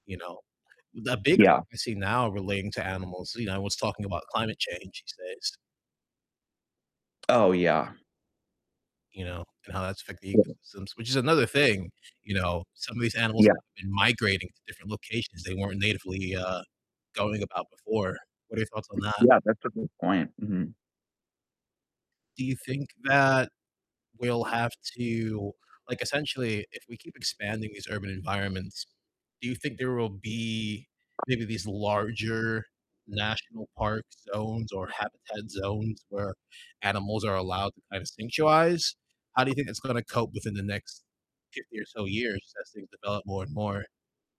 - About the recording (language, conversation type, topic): English, unstructured, Why do people care about endangered animals?
- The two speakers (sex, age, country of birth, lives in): male, 20-24, United States, United States; male, 40-44, United States, United States
- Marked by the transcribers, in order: distorted speech; other background noise; "sanctuarize" said as "sanctuize"; tapping